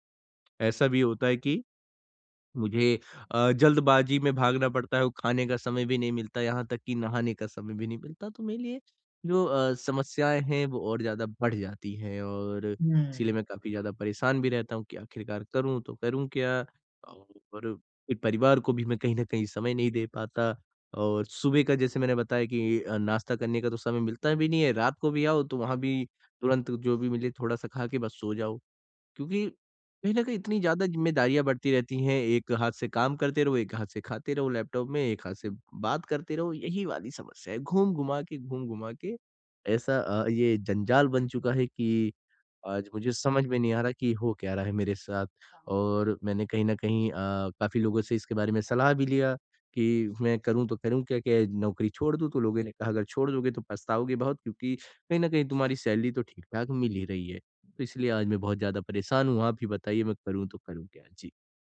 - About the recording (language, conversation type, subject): Hindi, advice, मैं काम और निजी जीवन में संतुलन कैसे बना सकता/सकती हूँ?
- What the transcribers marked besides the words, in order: other background noise